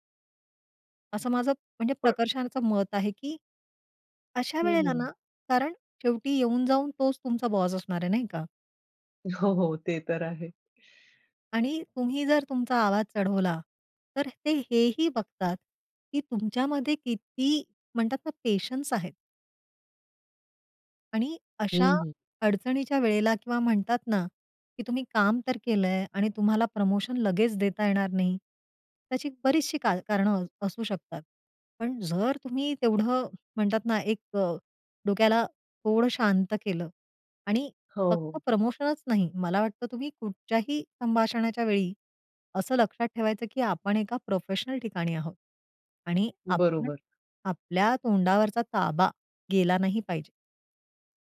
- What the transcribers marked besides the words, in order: tapping; shush; other noise
- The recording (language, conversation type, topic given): Marathi, podcast, नोकरीत पगारवाढ मागण्यासाठी तुम्ही कधी आणि कशी चर्चा कराल?